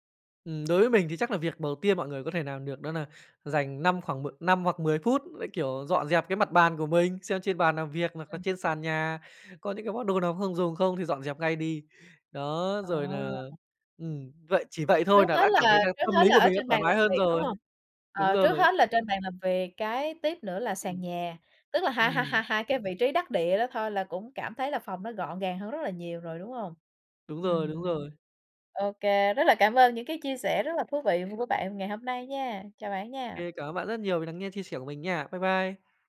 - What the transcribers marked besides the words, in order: tapping; "làm" said as "nàm"; "làm" said as "nàm"; other background noise
- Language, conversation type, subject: Vietnamese, podcast, Có cách đơn giản nào để làm căn phòng trông rộng hơn không?